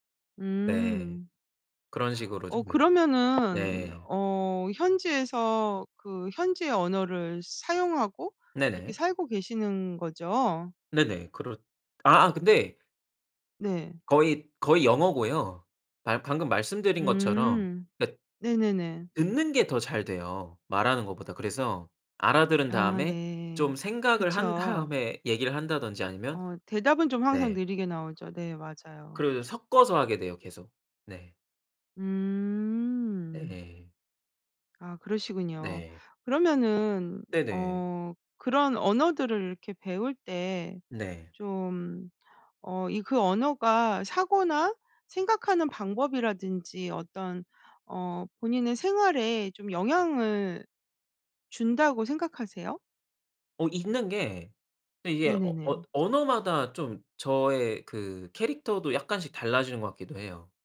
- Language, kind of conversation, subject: Korean, podcast, 언어가 당신에게 어떤 의미인가요?
- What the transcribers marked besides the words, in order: tapping